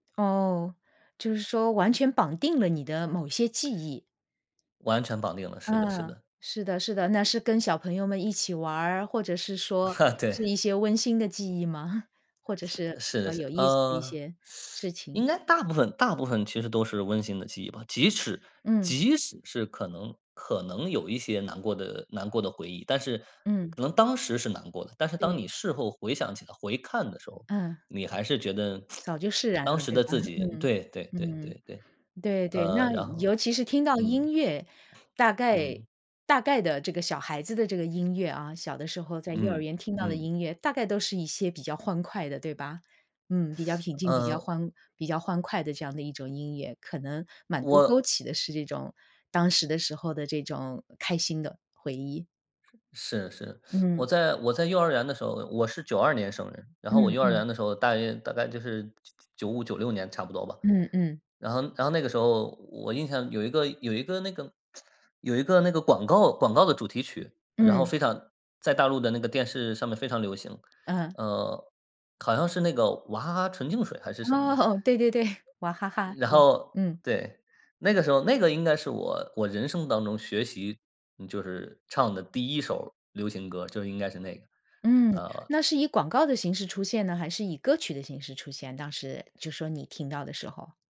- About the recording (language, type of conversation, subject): Chinese, podcast, 家人播放老歌时会勾起你哪些往事？
- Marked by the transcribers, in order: chuckle; chuckle; other background noise; teeth sucking; tsk; chuckle; other noise; tsk; laughing while speaking: "哦"